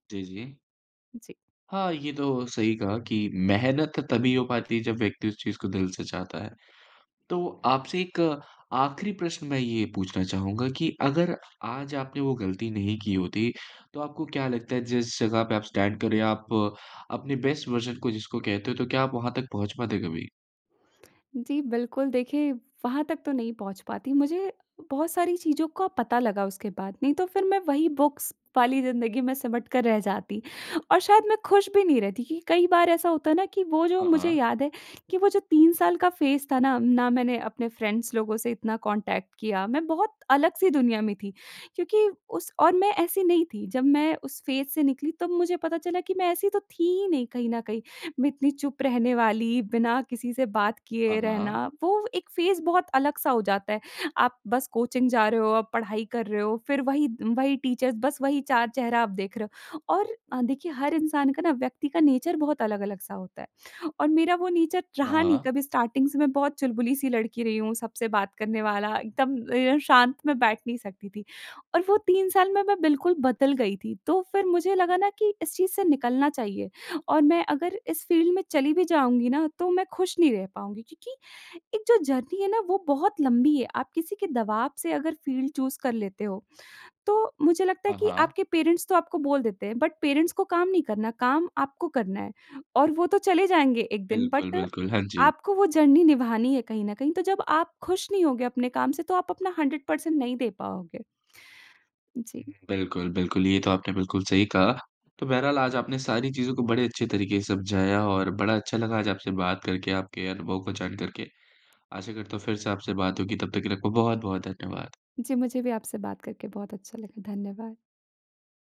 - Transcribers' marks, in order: in English: "स्टैंड"; in English: "बेस्ट वर्जन"; in English: "बुक्स"; in English: "फेज़"; in English: "फ्रेंड्स"; in English: "कॉन्टैक्ट"; in English: "फेज़"; in English: "फेज़"; in English: "कोचिंग"; in English: "टीचर्स"; in English: "नेचर"; in English: "नेचर"; in English: "स्टार्टिंग"; in English: "फील्ड"; in English: "जर्नी"; in English: "फील्ड चूज़"; in English: "पेरेंट्स"; in English: "बट पेरेंट्स"; in English: "बट"; in English: "जर्नी"; in English: "हंड्रेड पर्सेंट"
- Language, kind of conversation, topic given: Hindi, podcast, कौन सी गलती बाद में आपके लिए वरदान साबित हुई?